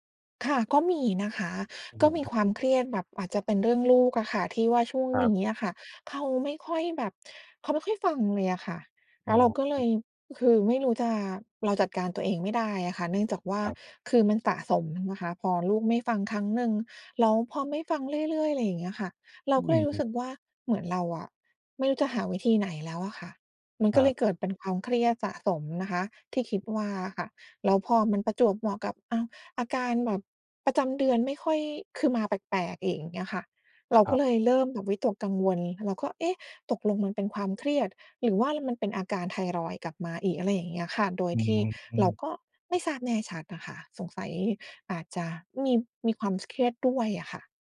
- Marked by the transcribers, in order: tapping
- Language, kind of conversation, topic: Thai, advice, ทำไมฉันถึงวิตกกังวลเรื่องสุขภาพทั้งที่ไม่มีสาเหตุชัดเจน?